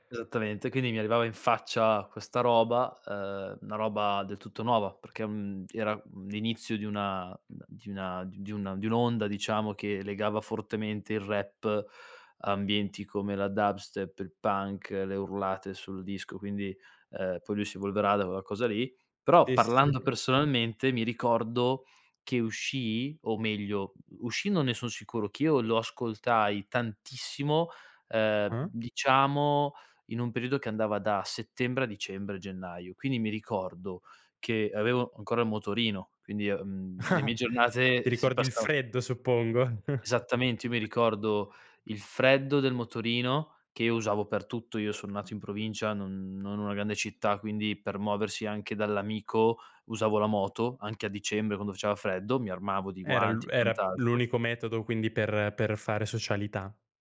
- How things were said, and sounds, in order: "quella" said as "uea"; chuckle; chuckle; other background noise
- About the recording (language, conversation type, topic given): Italian, podcast, Quale album definisce un periodo della tua vita?